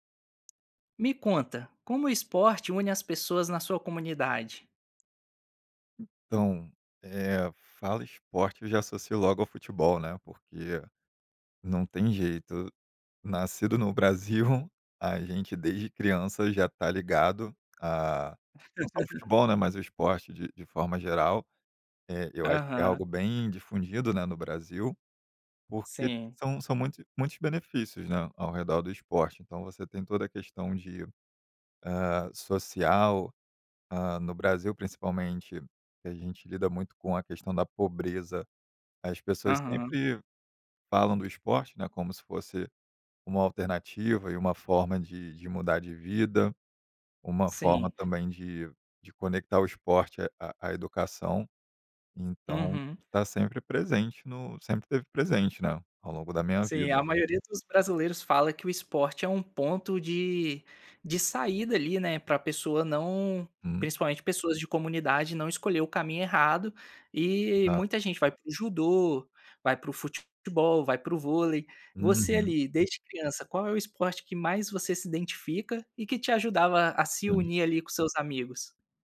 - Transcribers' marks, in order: chuckle
- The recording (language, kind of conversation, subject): Portuguese, podcast, Como o esporte une as pessoas na sua comunidade?